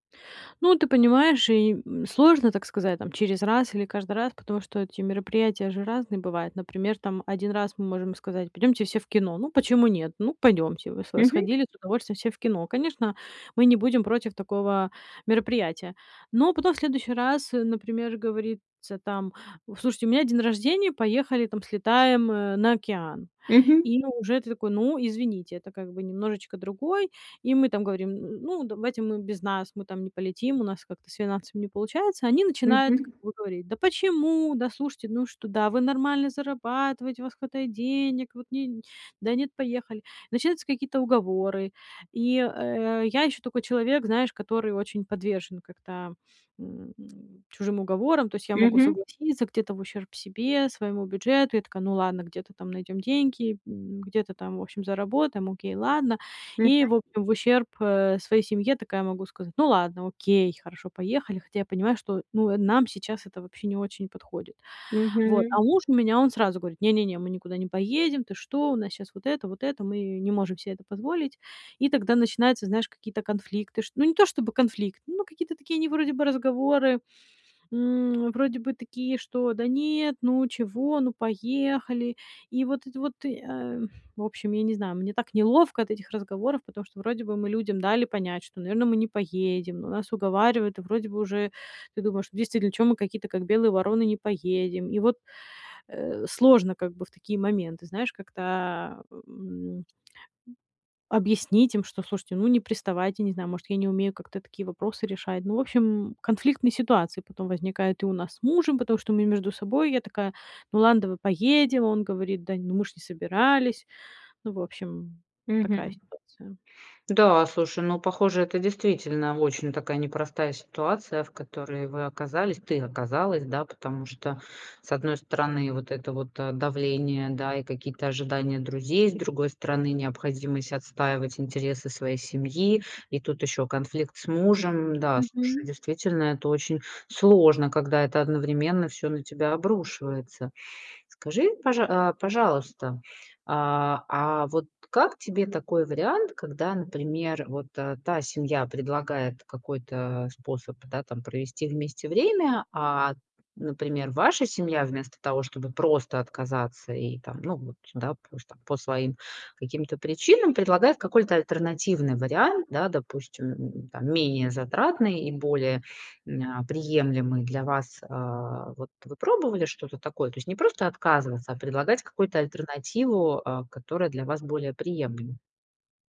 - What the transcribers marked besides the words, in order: none
- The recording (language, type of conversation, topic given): Russian, advice, Как справиться с давлением друзей, которые ожидают, что вы будете тратить деньги на совместные развлечения и подарки?